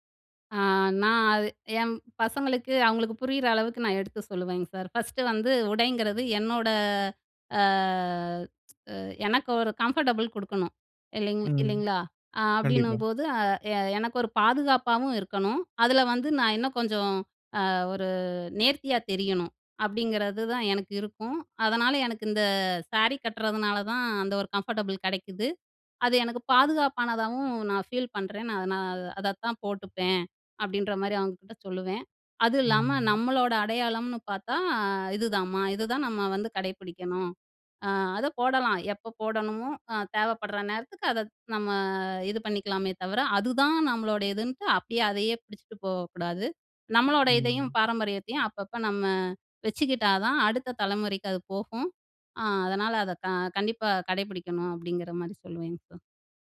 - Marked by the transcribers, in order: in English: "ஃபஸ்ட்டு"; drawn out: "என்னோட அ"; in English: "கம்ஃபர்டபுள்"; in English: "கம்ஃபர்டபுள்"
- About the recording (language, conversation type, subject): Tamil, podcast, பாரம்பரியத்தை காப்பாற்றி புதியதை ஏற்கும் சமநிலையை எப்படிச் சீராகப் பேணலாம்?